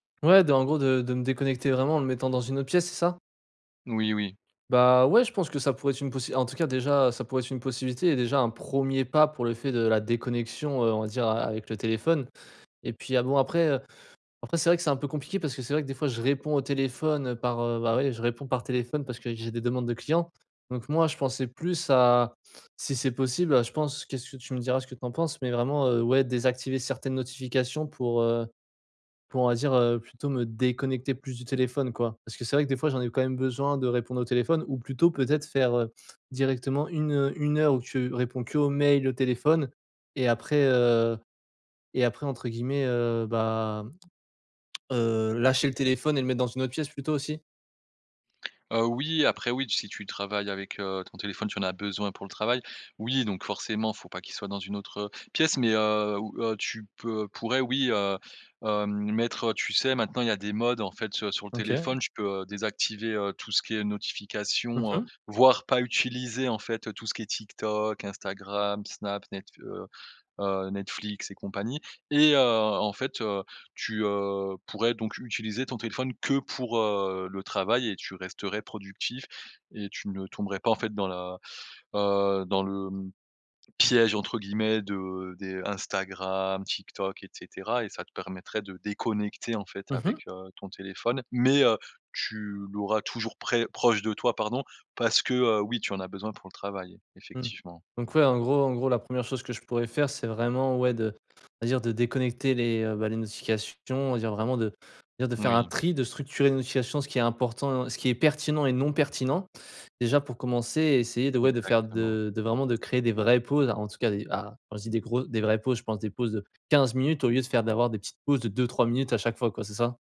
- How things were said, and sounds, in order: tapping; stressed: "premier"; other background noise; tongue click; drawn out: "heu"; stressed: "piège"; stressed: "Mais"; stressed: "vraies"; stressed: "quinze"
- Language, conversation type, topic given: French, advice, Comment prévenir la fatigue mentale et le burn-out après de longues sessions de concentration ?